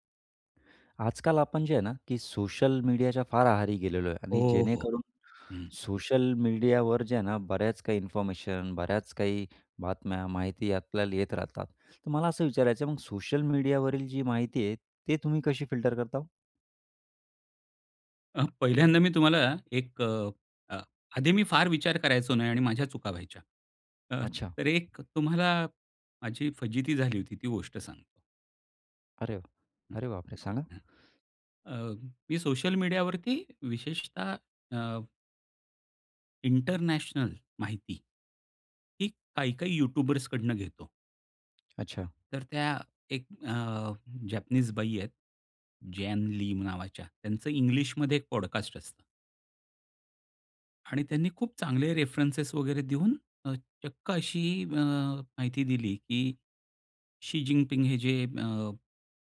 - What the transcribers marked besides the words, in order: other noise; tapping; in English: "पॉडकास्ट"
- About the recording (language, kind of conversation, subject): Marathi, podcast, सोशल मीडियावरील माहिती तुम्ही कशी गाळून पाहता?